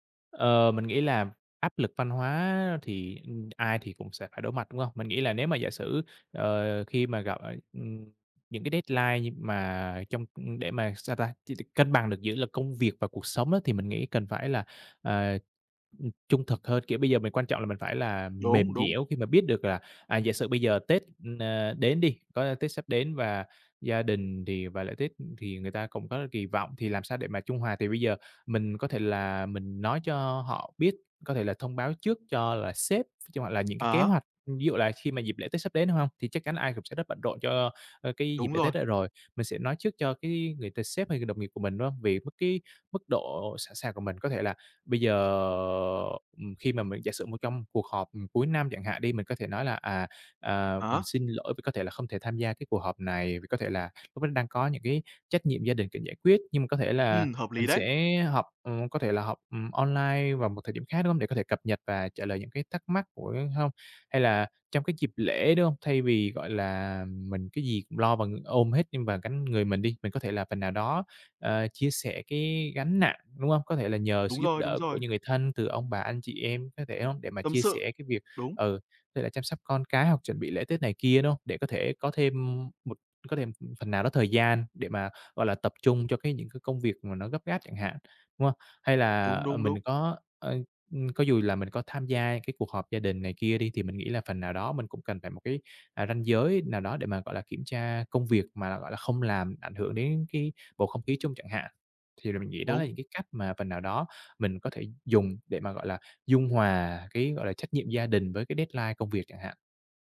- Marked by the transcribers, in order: in English: "deadline"; tapping; in English: "deadline"
- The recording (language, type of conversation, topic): Vietnamese, podcast, Bạn cân bằng công việc và cuộc sống như thế nào?